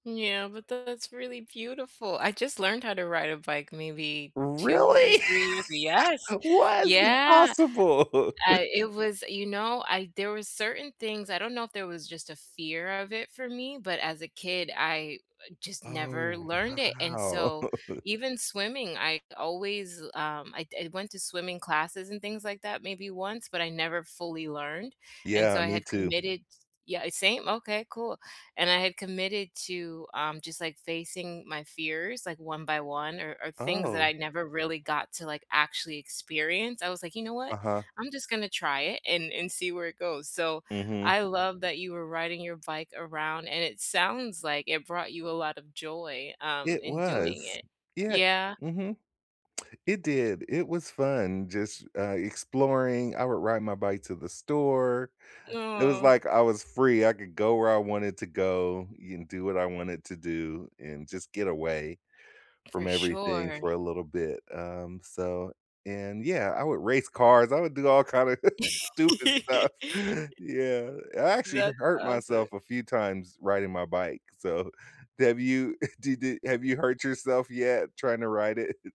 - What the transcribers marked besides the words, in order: surprised: "Really?"; laugh; stressed: "yes!"; laughing while speaking: "impossible"; chuckle; tongue click; tapping; drawn out: "Aw"; laughing while speaking: "stupid stuff"; laugh; chuckle; chuckle
- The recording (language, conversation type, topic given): English, unstructured, How do you stay motivated to keep active?
- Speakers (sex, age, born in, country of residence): female, 35-39, United States, United States; male, 50-54, United States, United States